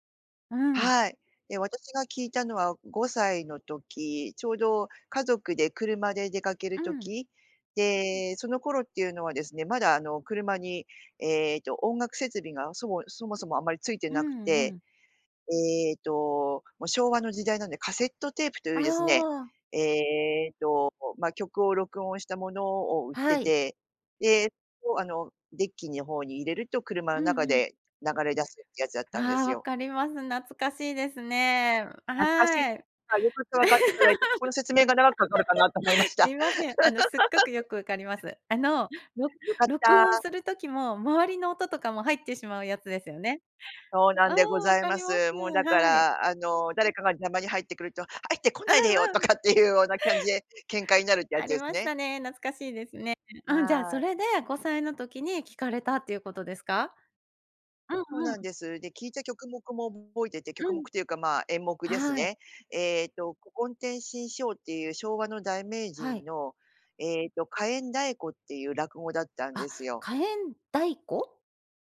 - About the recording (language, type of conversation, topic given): Japanese, podcast, 初めて心を動かされた曲は何ですか？
- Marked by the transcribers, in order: laugh; laugh; laughing while speaking: "うん うん"; laughing while speaking: "とかっていうような感じで"